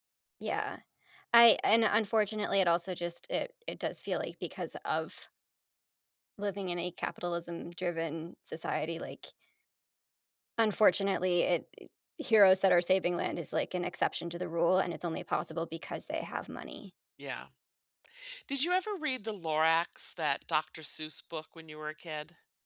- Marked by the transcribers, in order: none
- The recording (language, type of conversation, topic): English, unstructured, What emotions do you feel when you see a forest being cut down?